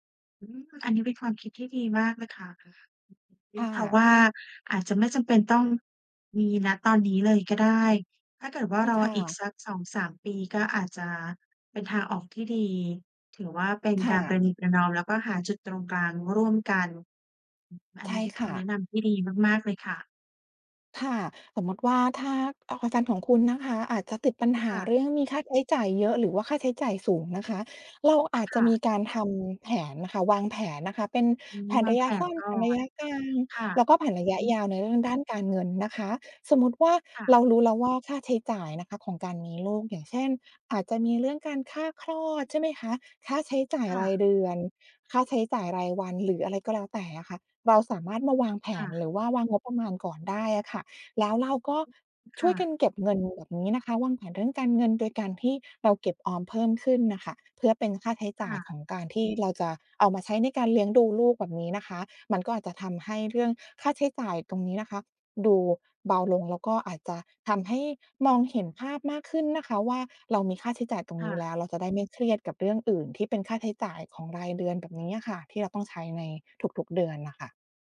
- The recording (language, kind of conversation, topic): Thai, advice, ไม่ตรงกันเรื่องการมีลูกทำให้ความสัมพันธ์ตึงเครียด
- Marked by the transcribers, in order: other background noise